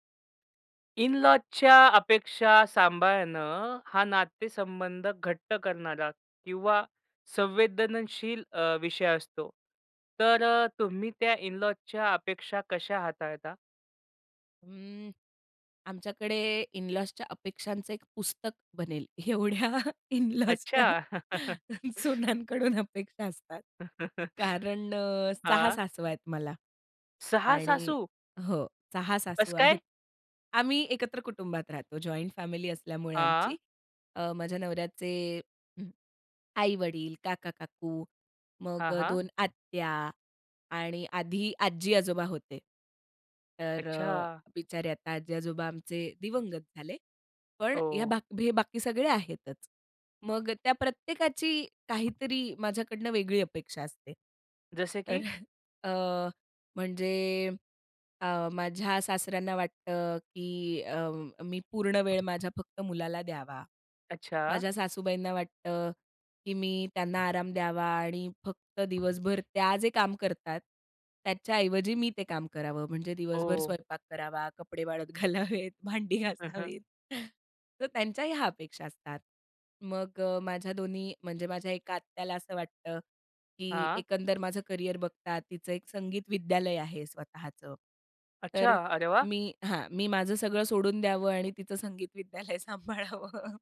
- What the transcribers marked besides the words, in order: in English: "इन लॉजच्या"; in English: "इन लॉजच्या"; in English: "इन लॉजच्या"; laughing while speaking: "एवढ्या इन लॉजच्या सुनानंकडून अपेक्षा असतात"; in English: "इन लॉजच्या"; chuckle; chuckle; other background noise; surprised: "सहा सासू?"; surprised: "कस काय?"; laughing while speaking: "तर"; laughing while speaking: "वाळत घालावेत, भांडी घासावीत"; laughing while speaking: "विद्यालय सांभाळावं"
- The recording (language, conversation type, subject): Marathi, podcast, सासरकडील अपेक्षा कशा हाताळाल?